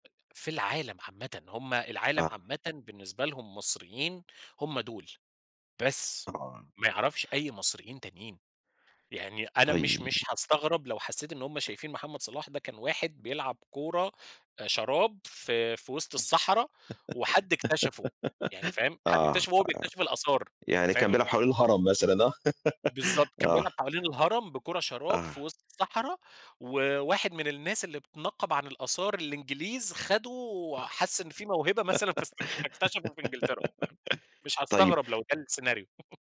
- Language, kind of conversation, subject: Arabic, podcast, إزاي بتتعاملوا مع الصور النمطية عن ناس من ثقافتكم؟
- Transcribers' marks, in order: laugh; other noise; laugh; chuckle